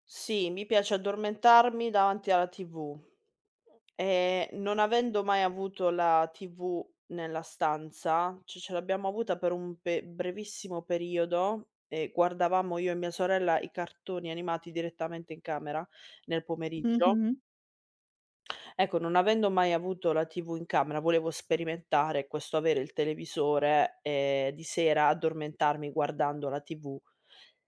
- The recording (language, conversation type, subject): Italian, podcast, Qual è un rito serale che ti rilassa prima di dormire?
- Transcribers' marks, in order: other background noise